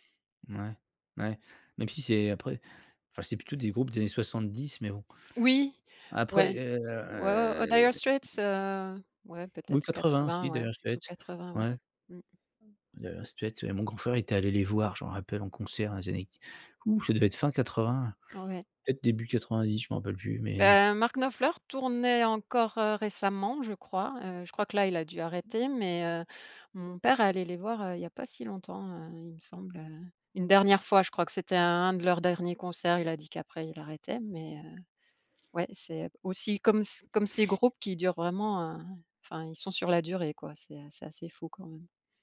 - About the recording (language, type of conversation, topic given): French, podcast, Quelle chanson symbolise une époque pour toi ?
- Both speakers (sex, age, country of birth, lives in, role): female, 40-44, France, France, guest; male, 45-49, France, France, host
- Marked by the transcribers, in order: other background noise; drawn out: "heu"